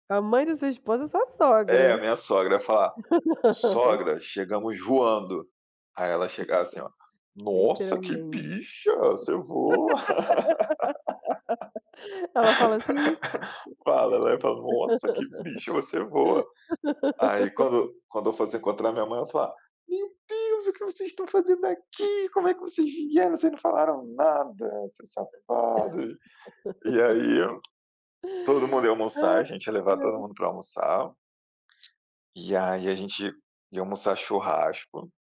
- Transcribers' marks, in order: tapping; laugh; put-on voice: "Nossa, que bicha, você voa"; laugh; put-on voice: "Nossa, que bicha, você voa"; other background noise; laugh; put-on voice: "Meu Deus, o que vocês … nada, seus safados"; cough; laugh
- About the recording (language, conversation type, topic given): Portuguese, unstructured, O que você faria primeiro se pudesse voar como um pássaro?